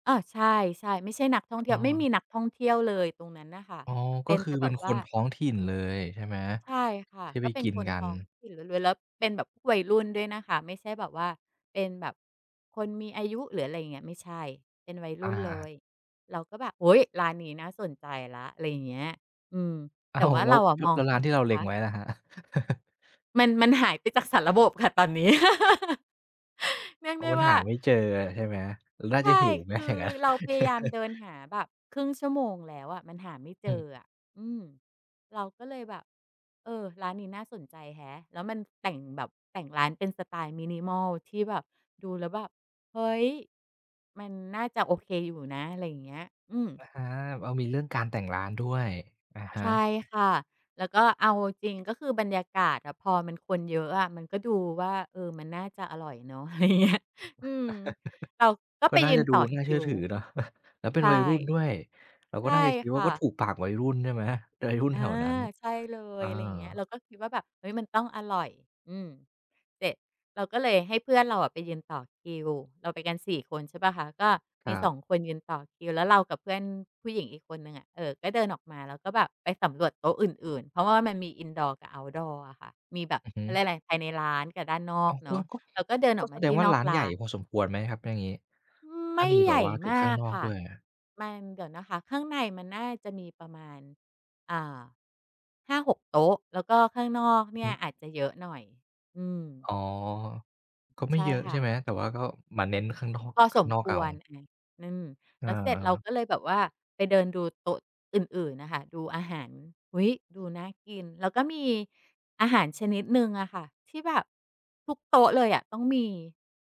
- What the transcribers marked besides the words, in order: tapping; other background noise; laughing while speaking: "อ้าว"; chuckle; laugh; chuckle; chuckle; laughing while speaking: "อะไรอย่างเงี้ย"; chuckle
- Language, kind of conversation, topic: Thai, podcast, คุณเคยหลงทางแล้วบังเอิญเจอร้านอาหารอร่อย ๆ ไหม?